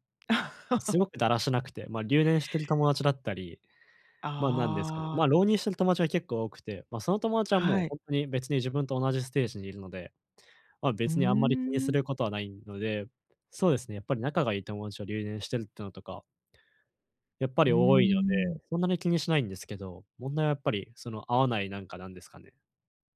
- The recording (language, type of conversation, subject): Japanese, advice, 他人と比べても自己価値を見失わないためには、どうすればよいですか？
- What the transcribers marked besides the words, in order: laugh